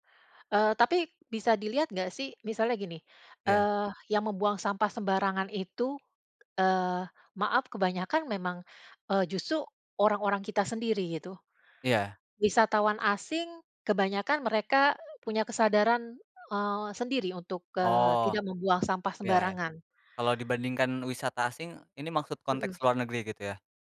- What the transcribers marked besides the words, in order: none
- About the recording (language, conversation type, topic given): Indonesian, unstructured, Bagaimana reaksi kamu saat menemukan sampah di tempat wisata alam?